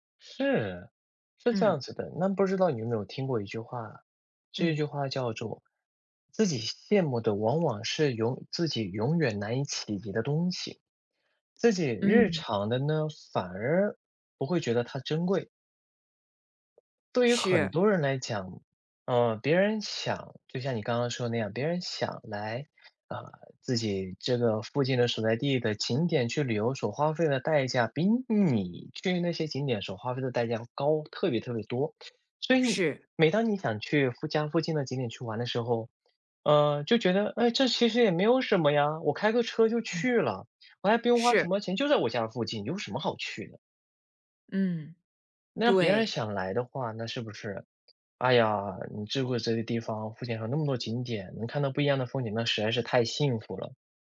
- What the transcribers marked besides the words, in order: tapping; other background noise; put-on voice: "哎，这其实也没有什么呀 … 有什么好去的"; put-on voice: "哎呀，你住过这个地方，附 … 在是太幸福了"
- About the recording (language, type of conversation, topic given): Chinese, advice, 社交媒体上频繁看到他人炫耀奢华生活时，为什么容易让人产生攀比心理？